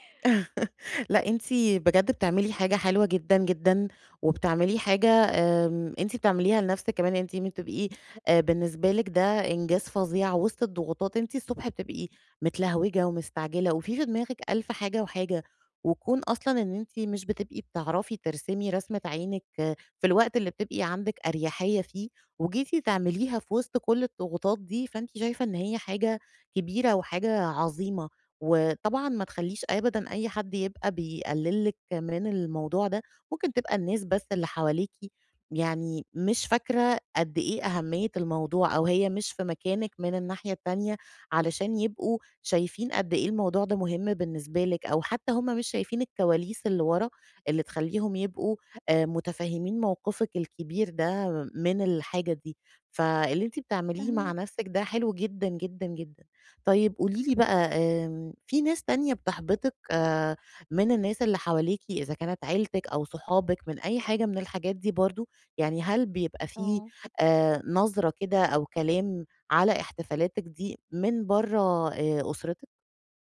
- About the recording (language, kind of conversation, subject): Arabic, advice, إزاي أكرّم انتصاراتي الصغيرة كل يوم من غير ما أحس إنها تافهة؟
- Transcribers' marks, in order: laugh